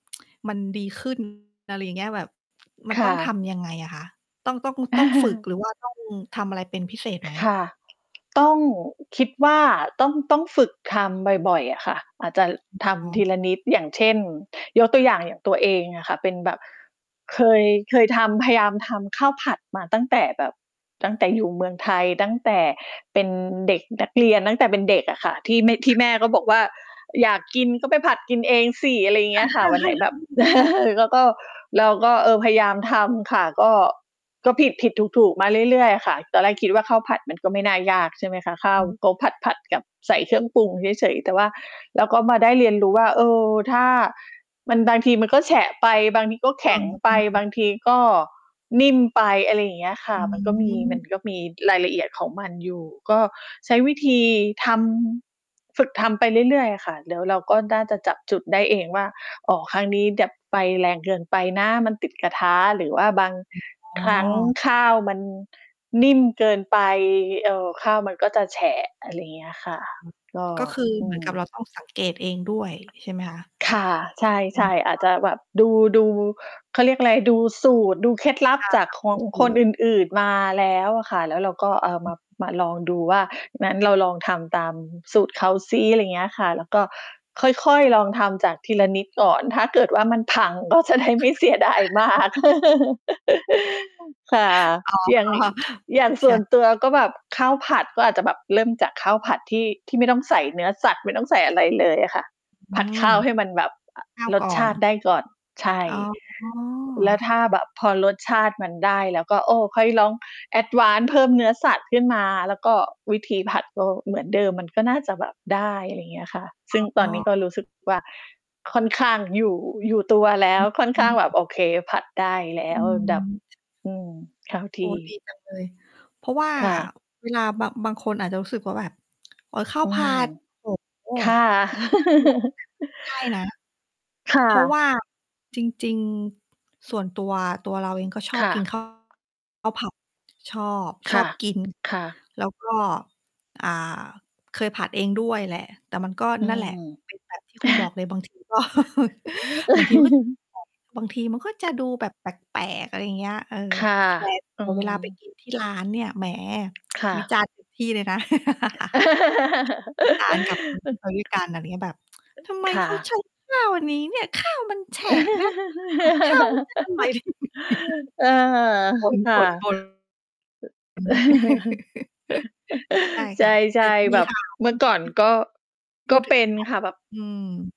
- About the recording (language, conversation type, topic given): Thai, unstructured, คุณเคยเจอปัญหาอะไรบ้างเวลาฝึกทำอาหาร?
- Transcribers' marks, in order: distorted speech; laugh; other background noise; chuckle; chuckle; tapping; chuckle; laugh; laughing while speaking: "อ๋อ"; in English: "Advance"; unintelligible speech; chuckle; laugh; chuckle; tsk; laugh; other noise; giggle; chuckle; giggle; mechanical hum; laugh; unintelligible speech; unintelligible speech